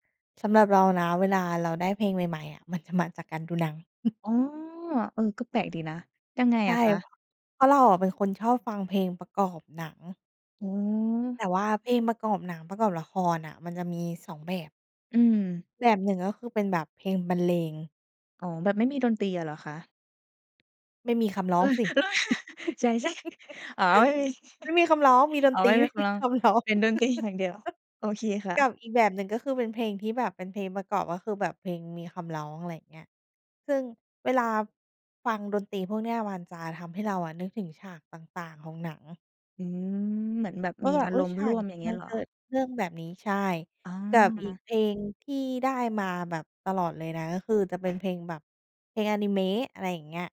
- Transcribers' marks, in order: chuckle; laughing while speaking: "เออ ใช่ ๆ อ๋อ ไม่มี"; laugh; laughing while speaking: "ไม่มีคำร้อง"; laugh; laughing while speaking: "ดนตรี"
- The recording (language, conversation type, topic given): Thai, podcast, คุณมักค้นพบเพลงใหม่ๆ จากช่องทางไหนมากที่สุด?